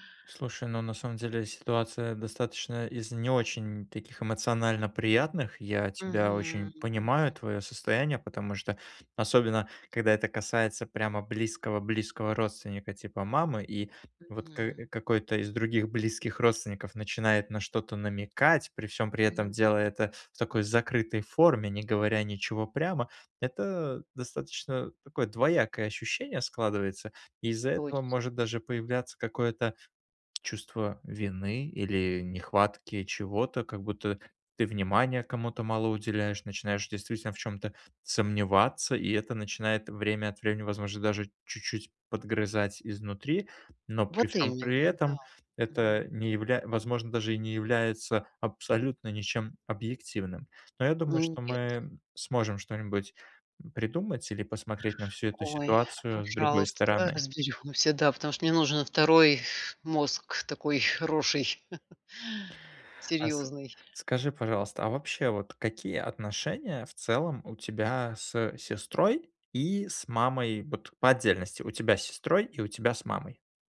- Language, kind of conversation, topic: Russian, advice, Как организовать уход за пожилым родителем и решить семейные споры о заботе и расходах?
- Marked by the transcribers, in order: chuckle